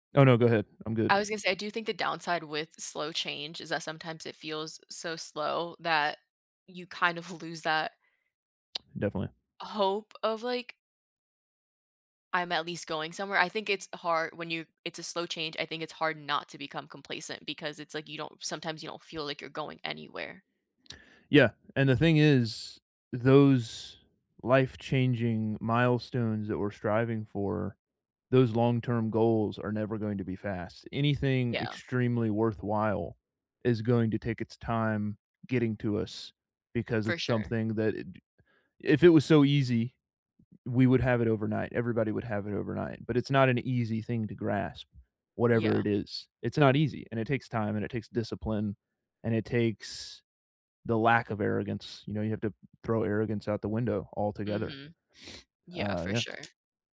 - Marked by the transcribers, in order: sniff; tapping
- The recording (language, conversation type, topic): English, unstructured, How do I stay patient yet proactive when change is slow?